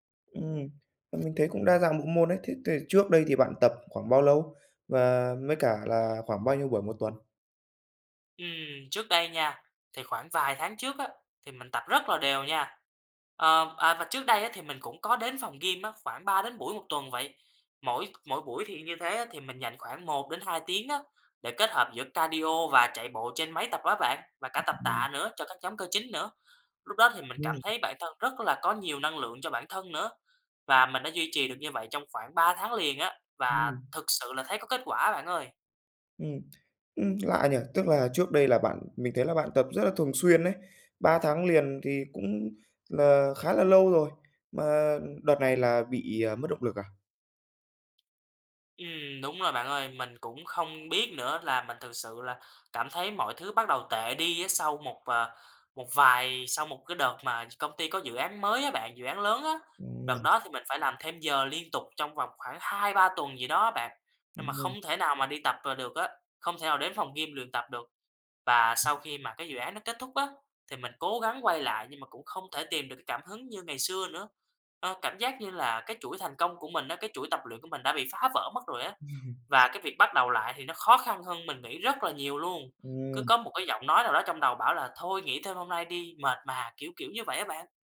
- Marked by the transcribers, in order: tapping; in English: "cardio"; other background noise; tsk; unintelligible speech; unintelligible speech
- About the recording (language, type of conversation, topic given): Vietnamese, advice, Vì sao bạn bị mất động lực tập thể dục đều đặn?